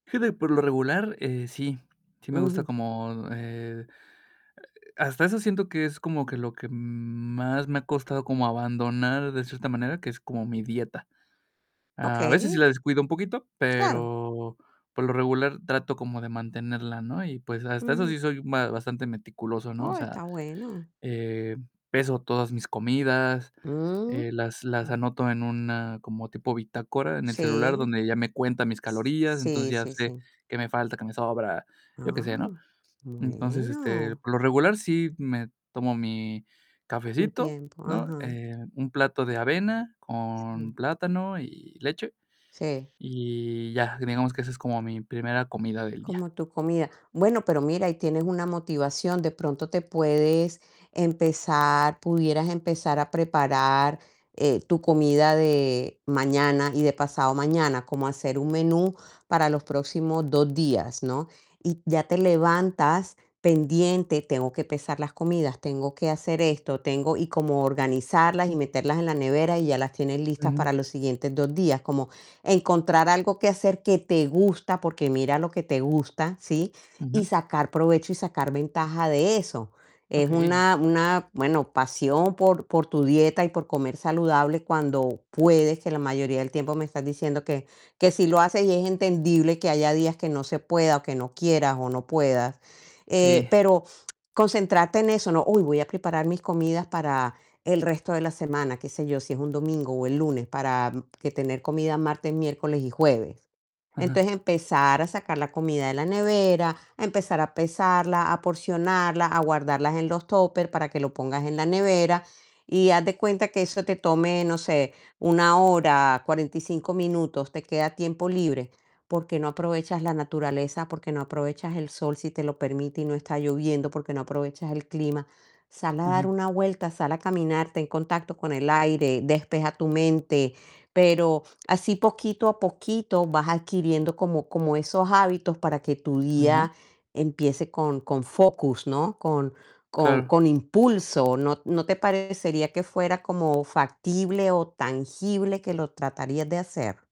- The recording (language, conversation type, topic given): Spanish, advice, ¿Cómo puedes crear una rutina matutina para empezar el día con enfoque?
- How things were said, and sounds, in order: distorted speech; other noise; tapping; other background noise; static